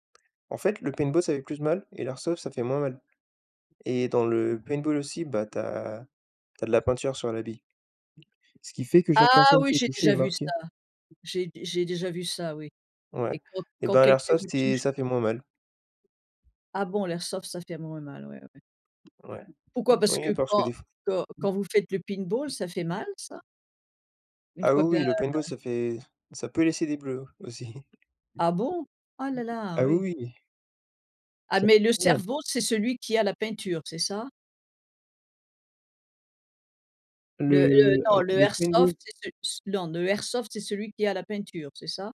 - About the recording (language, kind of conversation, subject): French, unstructured, Quel loisir te rend le plus heureux dans ta vie quotidienne ?
- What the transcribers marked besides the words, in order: in English: "airsoft"; tapping; in English: "airsoft"; other background noise; laughing while speaking: "aussi"; in English: "airsoft"; in English: "airsoft"